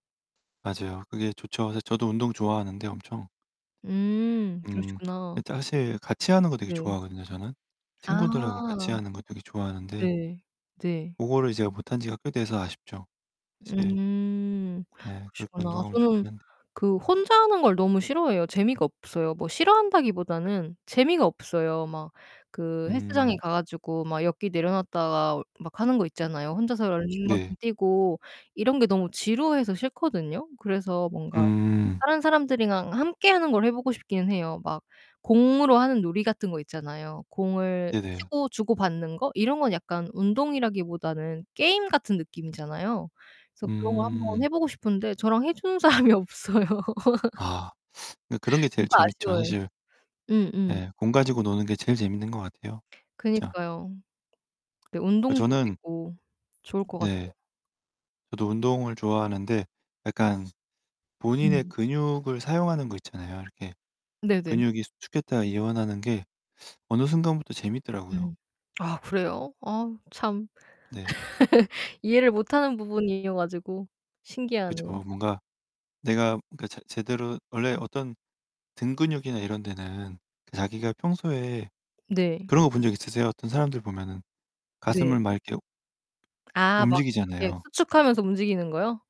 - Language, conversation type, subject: Korean, unstructured, 스트레스가 쌓였을 때 어떻게 푸세요?
- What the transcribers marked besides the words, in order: distorted speech; "사실" said as "짜실"; other background noise; tapping; laughing while speaking: "사람이 없어요"; laugh; sniff; laugh